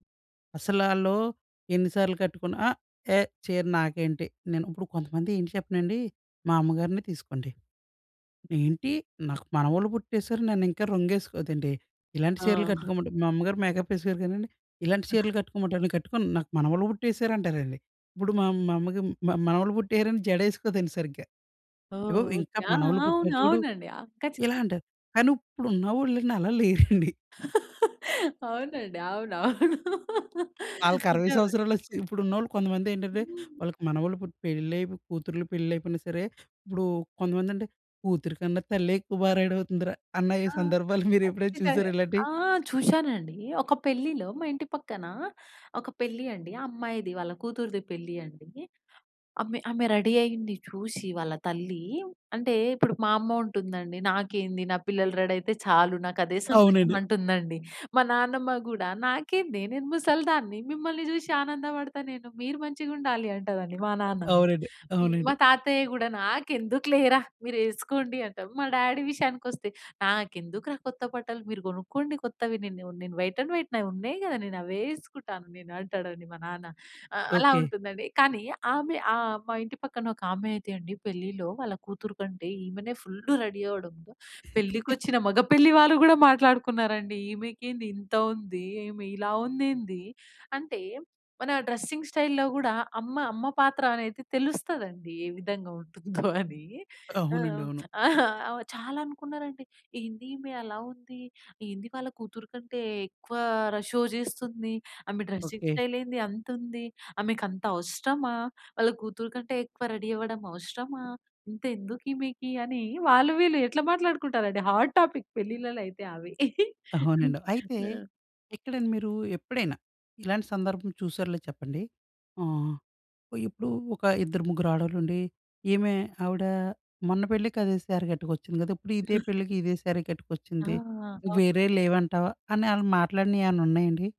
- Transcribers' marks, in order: in English: "మేకప్"; other noise; laughing while speaking: "అవునండి. అవును. అవును. నిజమే"; chuckle; in English: "రెడీ"; laughing while speaking: "మీరు ఎప్పుడైనా చూసారా ఇలాంటివి?"; other background noise; in English: "రెడీ"; in English: "డ్యాడీ"; in English: "వైట్ అండ్ వైట్"; chuckle; in English: "ఫుల్ రెడీ"; in English: "డ్రెస్సింగ్ స్టైల్‌లో"; chuckle; in English: "షో"; in English: "డ్రెసింగ్ స్టైల్"; in English: "రెడీ"; in English: "హాట్ టాపిక్"; chuckle; in English: "శారి"; in English: "శారీ"
- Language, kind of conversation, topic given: Telugu, podcast, ఒక చక్కని దుస్తులు వేసుకున్నప్పుడు మీ రోజు మొత్తం మారిపోయిన అనుభవం మీకు ఎప్పుడైనా ఉందా?